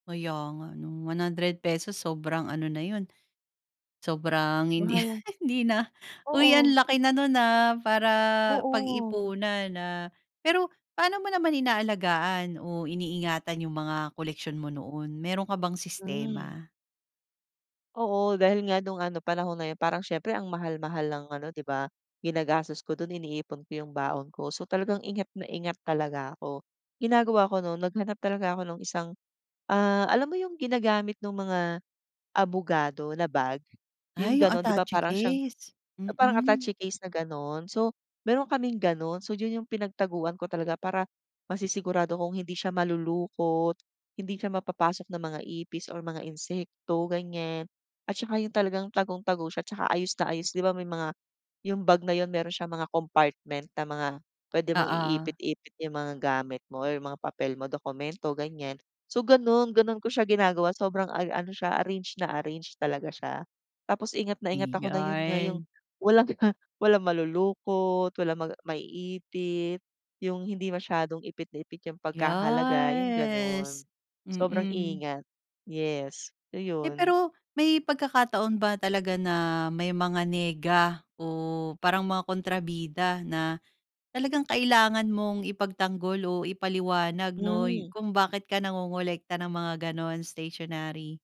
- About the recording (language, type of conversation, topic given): Filipino, podcast, Nagkaroon ka ba noon ng koleksyon, at ano ang kinolekta mo at bakit?
- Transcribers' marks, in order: laughing while speaking: "hindi"; tapping; "Ayan" said as "ayarn"; drawn out: "yas"; "Yes" said as "yas"